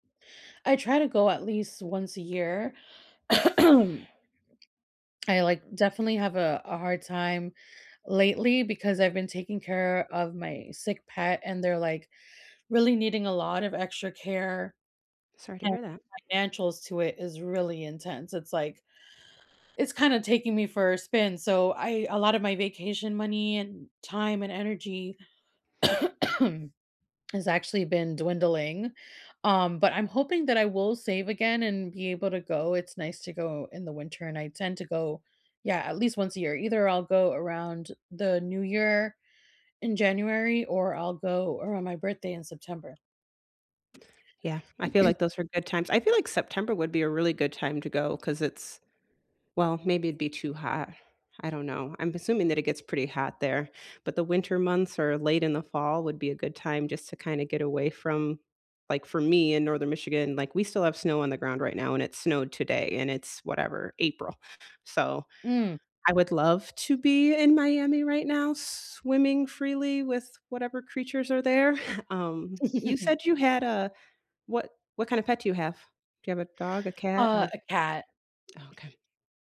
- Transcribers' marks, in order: cough; throat clearing; other background noise; cough; tapping; throat clearing; chuckle
- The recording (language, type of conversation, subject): English, unstructured, What place feels like home to you, even when you're far away?
- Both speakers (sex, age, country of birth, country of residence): female, 40-44, United States, United States; female, 45-49, United States, United States